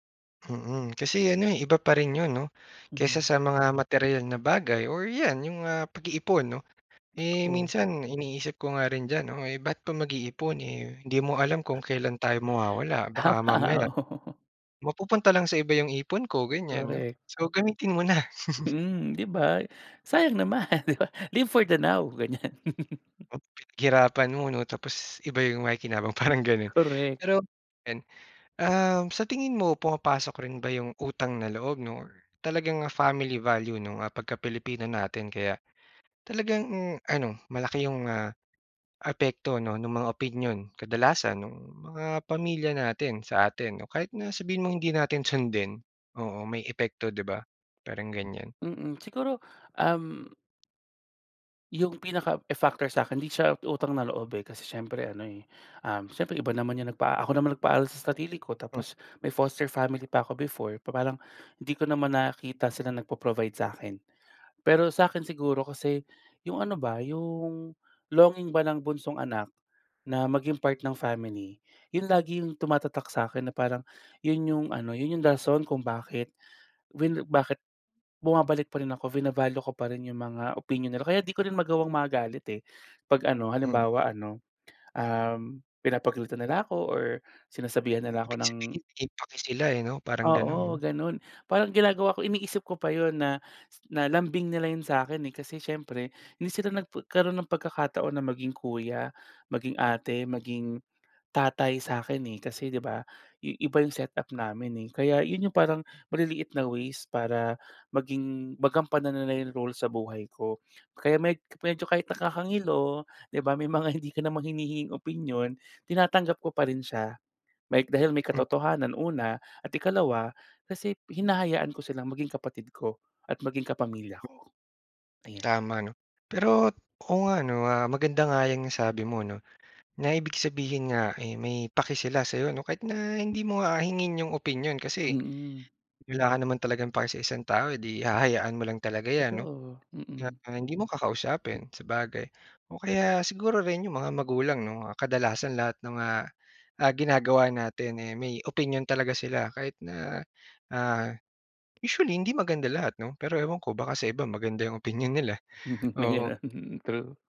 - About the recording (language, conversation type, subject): Filipino, podcast, Paano mo tinitimbang ang opinyon ng pamilya laban sa sarili mong gusto?
- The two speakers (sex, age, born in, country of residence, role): male, 30-34, Philippines, Philippines, guest; male, 30-34, Philippines, Philippines, host
- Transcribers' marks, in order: laughing while speaking: "Tama, oo"; tapping; chuckle; laughing while speaking: "naman, 'di ba"; in English: "live for the now"; chuckle; other background noise; in English: "family value"; in English: "factor"; in English: "foster family"; in English: "nagpo-provide"; in English: "longing"; in English: "bina-value"; in English: "set up"; in English: "role"; tongue click; unintelligible speech